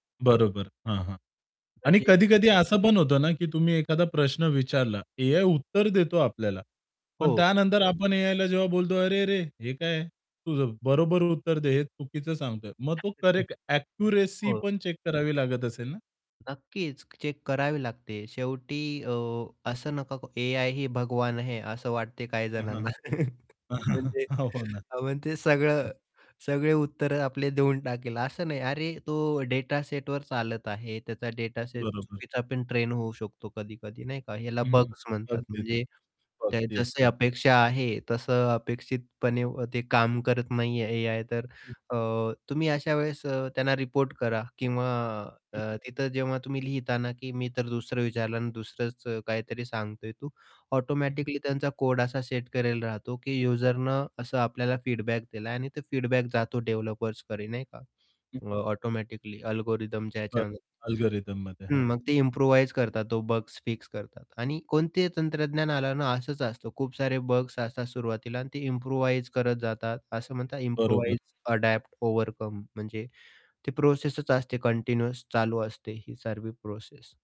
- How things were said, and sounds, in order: static; distorted speech; unintelligible speech; in English: "चेक"; in Hindi: "ही भगवान है"; chuckle; in English: "फीडबॅक"; in English: "फीडबॅक"; in English: "डेव्हलपर्सकडे"; in English: "अल्गोरिथमच्या"; in English: "अल्गोरिथममध्ये"; in English: "इम्प्रुव्हाईज"; in English: "इम्प्रुव्हाईज"; in English: "इम्प्रुव्हाईज"
- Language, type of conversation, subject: Marathi, podcast, एआय आपल्या रोजच्या निर्णयांवर कसा परिणाम करेल?